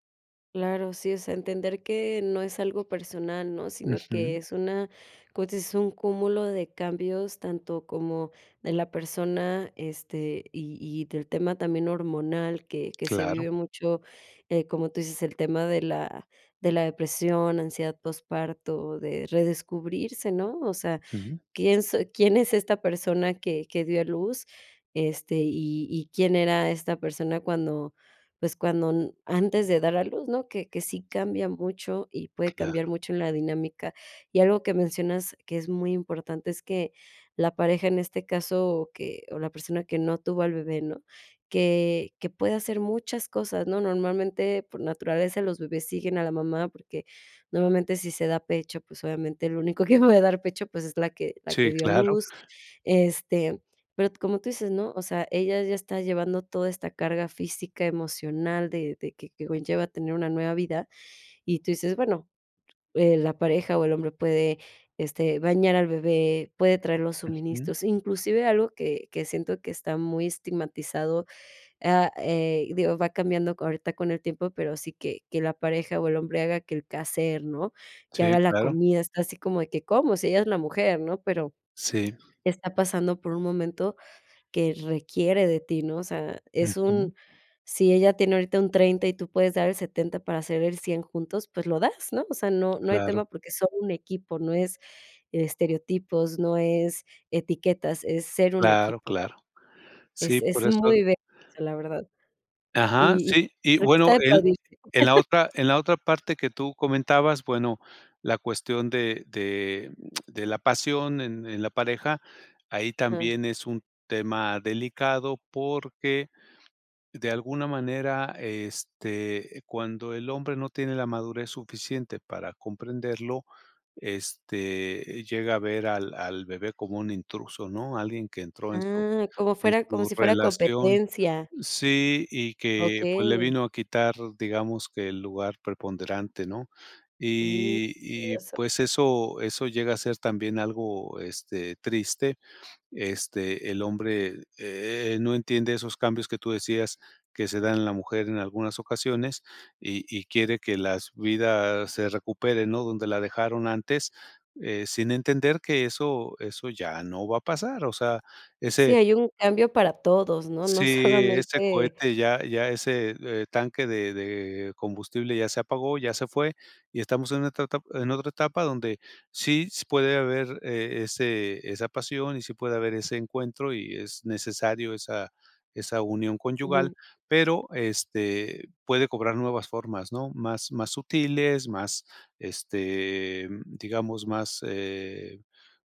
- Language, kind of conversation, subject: Spanish, podcast, ¿Qué haces para cuidar la relación de pareja siendo padres?
- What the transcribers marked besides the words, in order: chuckle